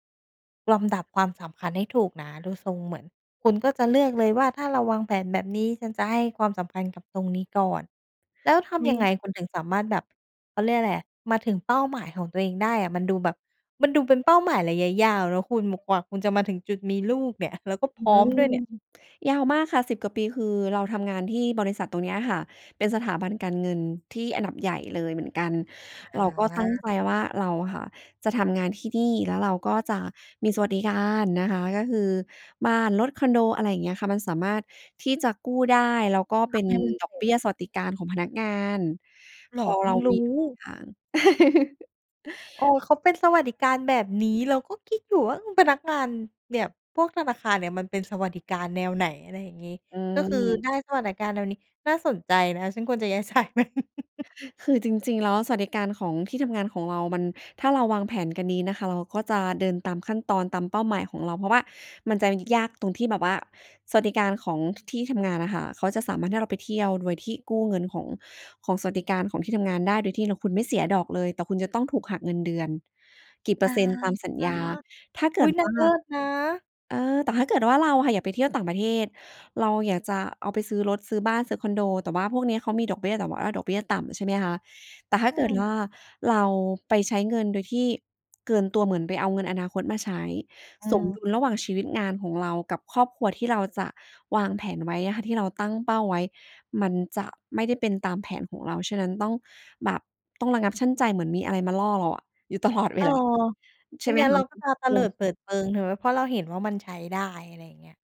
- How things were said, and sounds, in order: chuckle; other background noise; laughing while speaking: "ใช้มัน"; chuckle; tapping
- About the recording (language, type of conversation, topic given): Thai, podcast, คุณมีวิธีหาความสมดุลระหว่างงานกับครอบครัวอย่างไร?